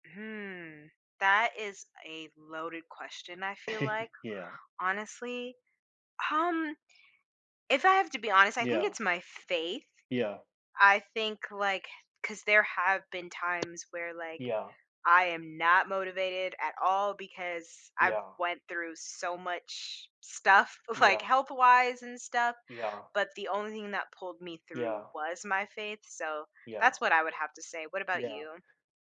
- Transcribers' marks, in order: chuckle; tapping; laughing while speaking: "like"
- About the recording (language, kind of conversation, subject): English, unstructured, What helps you keep going when life gets tough?